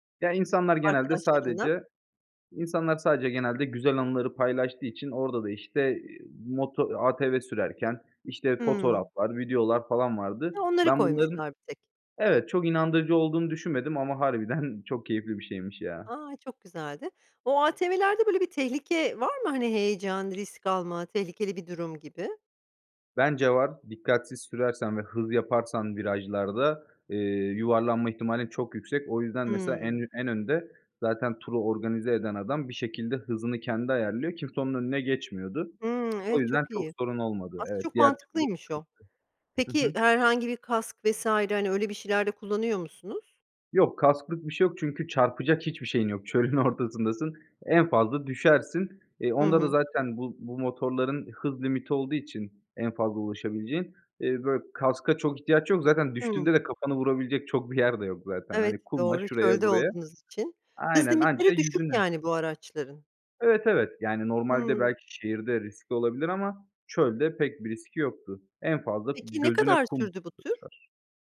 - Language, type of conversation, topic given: Turkish, podcast, Bana unutamadığın bir deneyimini anlatır mısın?
- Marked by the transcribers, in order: laughing while speaking: "harbiden"; other background noise; laughing while speaking: "Çölün ortasındasın"; tapping